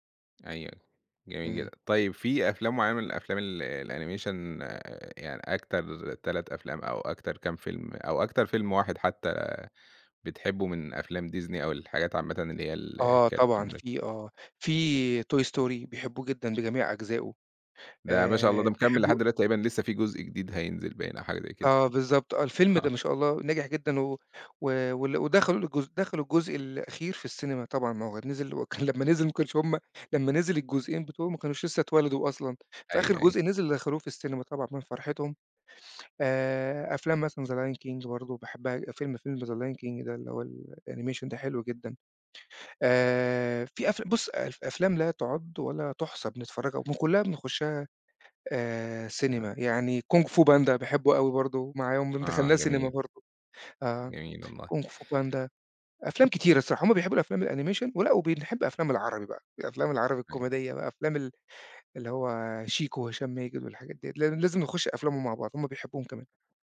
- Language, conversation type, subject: Arabic, podcast, إيه أكتر فيلم من طفولتك بتحب تفتكره، وليه؟
- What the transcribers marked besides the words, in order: in English: "الAnimation"; in English: "Toy Story"; chuckle; laughing while speaking: "وكان"; in English: "The Lion King"; in English: "The Lion King"; in English: "الanimation"; in English: "الanimation"